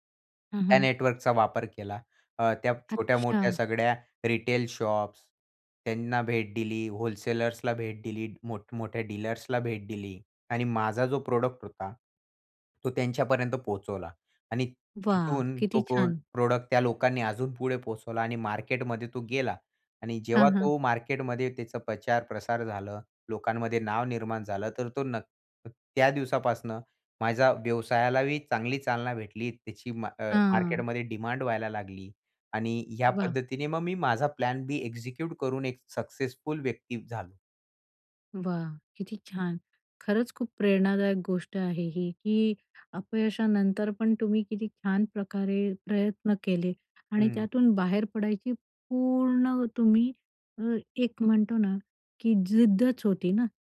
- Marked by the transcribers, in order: in English: "रिटेल शॉप्स"; in English: "व्होलसेलर्सला"; in English: "डीलर्सला"; in English: "प्रोडक्ट"; in English: "प्रोडक्ट"; in English: "प्लॅन बी एक्झिक्यूट"; in English: "सक्सेसफुल"
- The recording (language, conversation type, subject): Marathi, podcast, अपयशानंतर पर्यायी योजना कशी आखतोस?